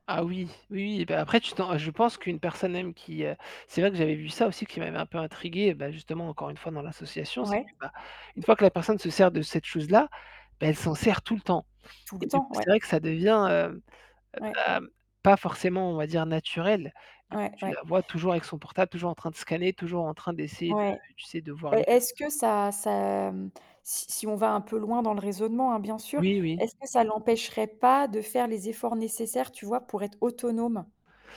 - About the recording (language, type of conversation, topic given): French, unstructured, Comment la technologie peut-elle aider les personnes en situation de handicap ?
- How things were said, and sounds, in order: static; distorted speech; tapping